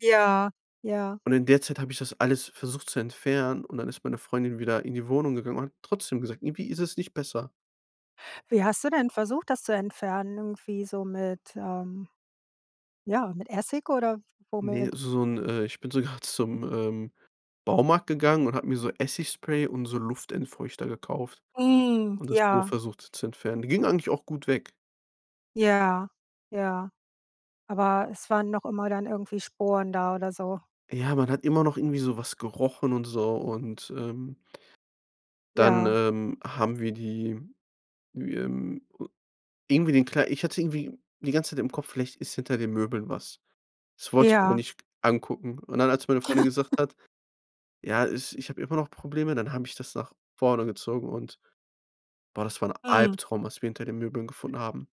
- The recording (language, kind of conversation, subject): German, podcast, Wann hat ein Umzug dein Leben unerwartet verändert?
- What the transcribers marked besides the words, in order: laughing while speaking: "sogar"; laugh